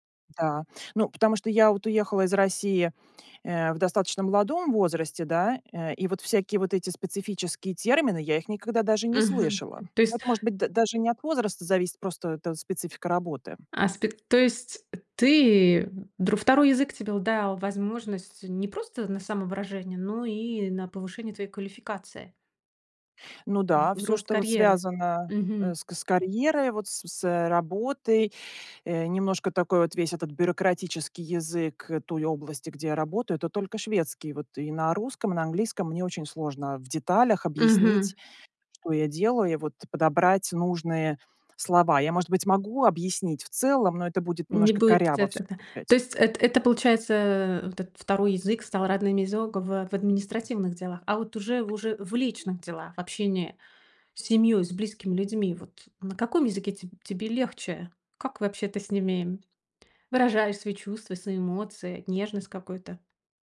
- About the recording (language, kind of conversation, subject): Russian, podcast, Как язык влияет на твоё самосознание?
- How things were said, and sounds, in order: tapping; background speech